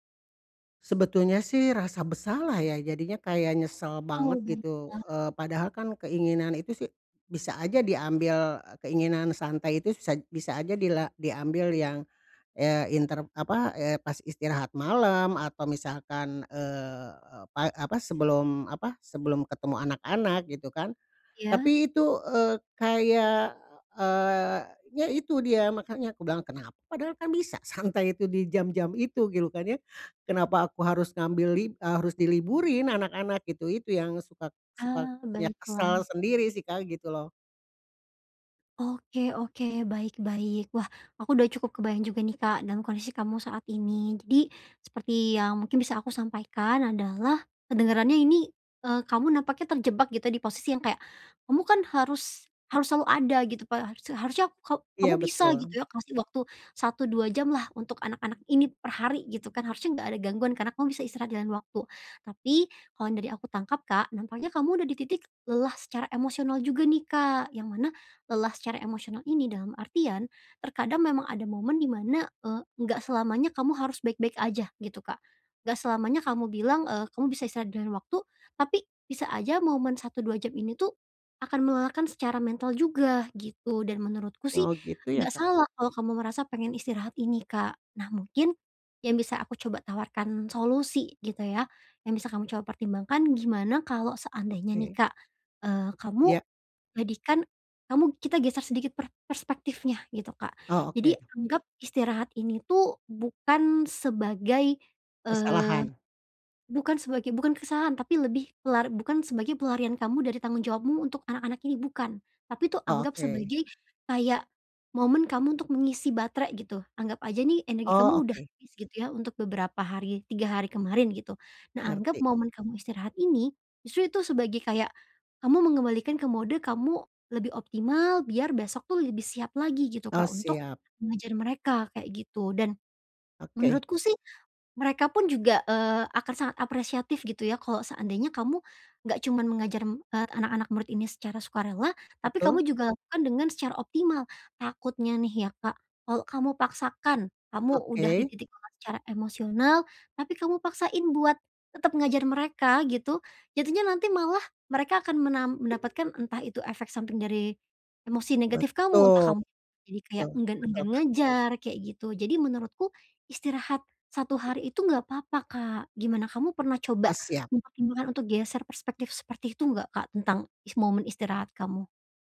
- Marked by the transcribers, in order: none
- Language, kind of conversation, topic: Indonesian, advice, Kenapa saya merasa bersalah saat ingin bersantai saja?